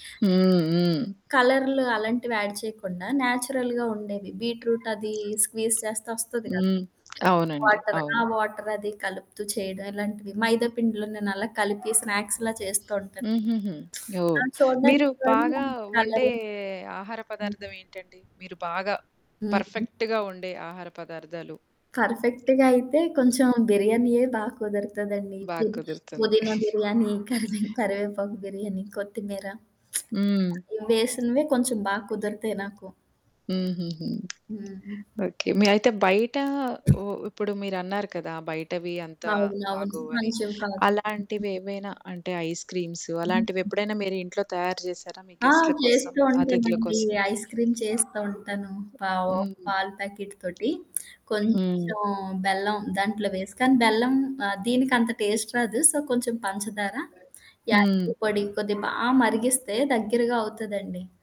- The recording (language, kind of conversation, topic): Telugu, podcast, అతిథుల కోసం వంట చేసేటప్పుడు మీరు ప్రత్యేకంగా ఏం చేస్తారు?
- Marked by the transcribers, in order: static; other background noise; in English: "యాడ్"; in English: "న్యాచురల్‌గా"; in English: "బీట్‌రూట్"; in English: "స్క్వీజ్"; in English: "వాటర్"; in English: "వాటర్"; in English: "స్నాక్స్‌లా"; in English: "పర్ఫెక్ట్‌గా"; in English: "పర్ఫెక్ట్‌గా"; giggle; lip smack; in English: "ఐస్‌క్రీమ్స్"; in English: "ఐస్‌క్రీమ్"; background speech; in English: "ప్యాకెట్"; lip smack; in English: "టేస్ట్"; in English: "సో"